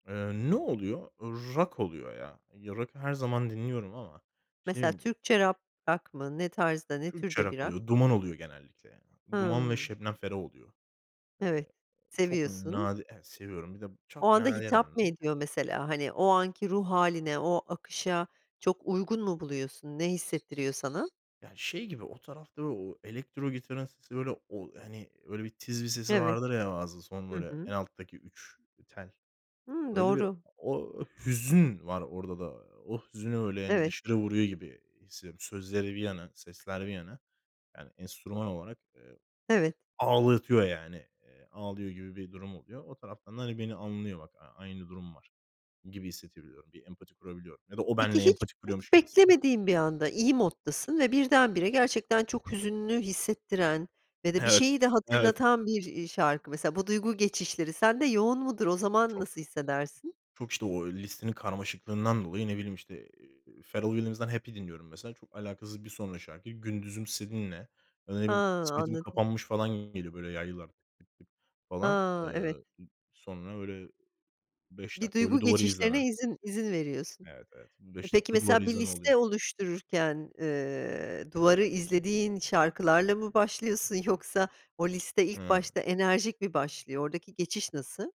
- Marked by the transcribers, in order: other background noise; tapping; unintelligible speech
- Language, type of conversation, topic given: Turkish, podcast, Birine müzik tanıtmak için çalma listesini nasıl hazırlarsın?